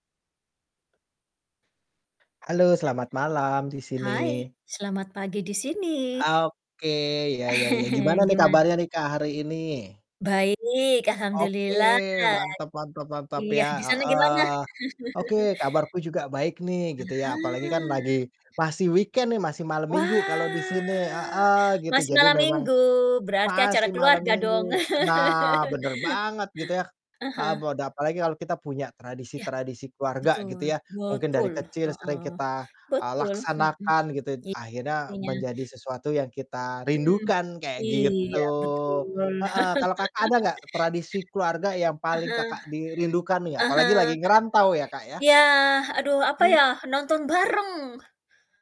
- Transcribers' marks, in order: tapping; static; other background noise; mechanical hum; chuckle; distorted speech; drawn out: "alhamdulillah"; laugh; drawn out: "Ah hah. Wah"; in English: "weekend"; laugh; stressed: "betul"; laugh; unintelligible speech
- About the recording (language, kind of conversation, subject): Indonesian, unstructured, Tradisi keluarga apa yang paling kamu rindukan?